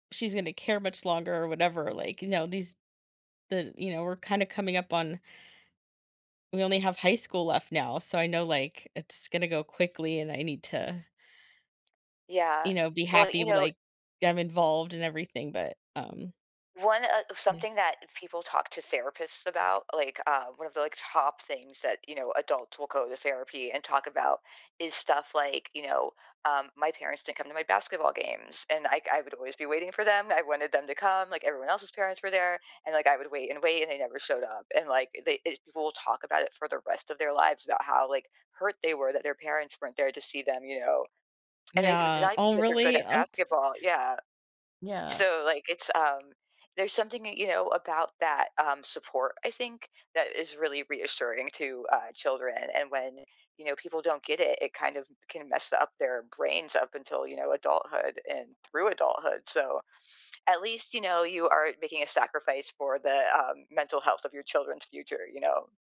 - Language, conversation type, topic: English, advice, How can I stop procrastinating and feeling disgusted with myself?
- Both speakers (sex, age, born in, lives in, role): female, 40-44, United States, United States, user; female, 45-49, United States, United States, advisor
- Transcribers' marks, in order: tapping